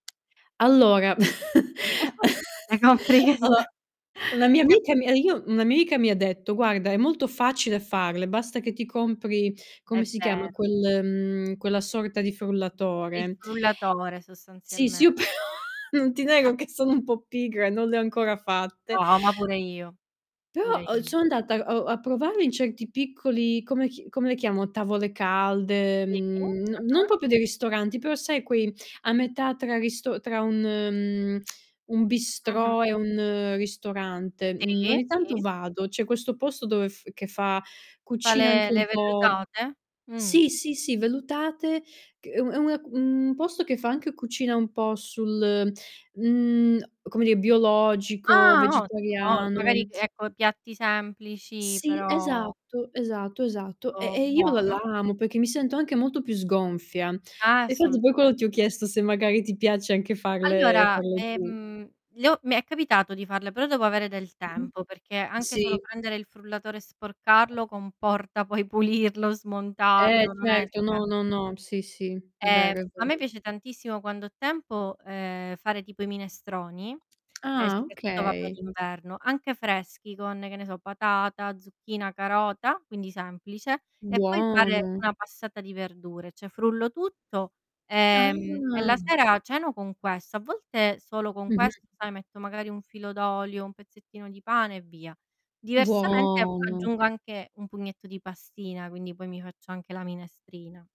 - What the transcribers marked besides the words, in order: chuckle; unintelligible speech; distorted speech; other background noise; tapping; laughing while speaking: "però"; laughing while speaking: "che"; chuckle; "proprio" said as "propio"; tongue click; "quando" said as "quano"; laughing while speaking: "poi pulirlo"; "cioè" said as "ceh"
- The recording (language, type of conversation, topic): Italian, unstructured, Come fai a rilassarti dopo una giornata stressante?